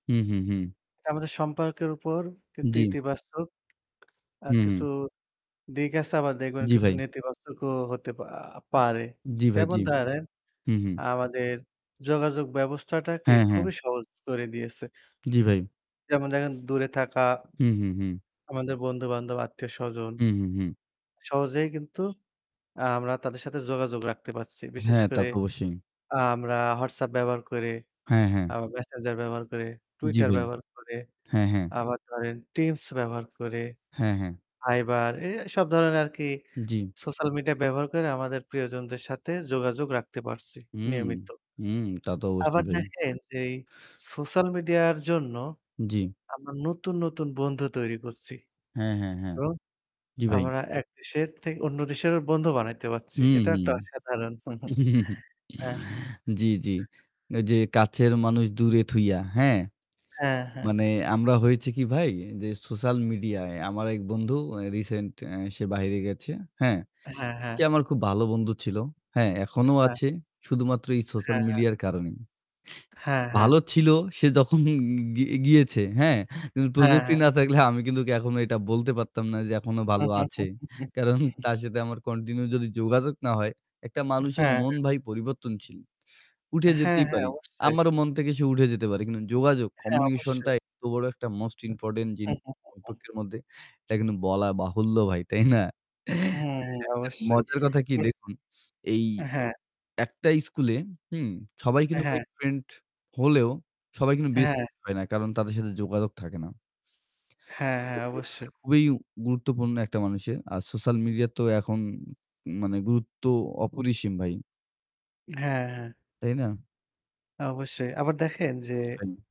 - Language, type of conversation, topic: Bengali, unstructured, সোশ্যাল মিডিয়া আমাদের সম্পর্ককে কীভাবে প্রভাবিত করে?
- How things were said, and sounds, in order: static; tapping; other noise; chuckle; chuckle; other background noise; chuckle; chuckle; distorted speech; unintelligible speech; unintelligible speech